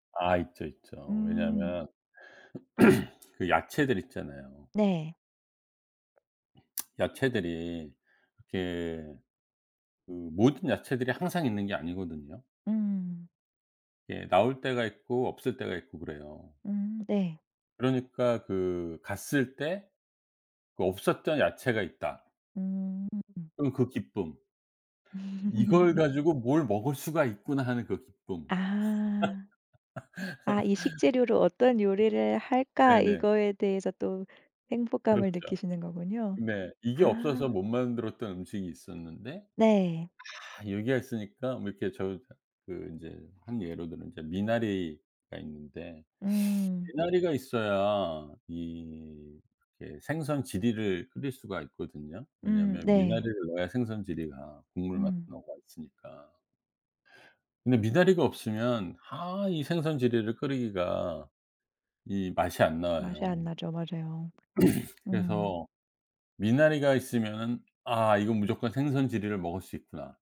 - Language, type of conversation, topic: Korean, podcast, 나눠 먹은 음식과 관련해 기억에 남는 이야기를 하나 들려주실래요?
- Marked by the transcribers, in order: throat clearing; other background noise; lip smack; laugh; laugh; unintelligible speech; throat clearing; tapping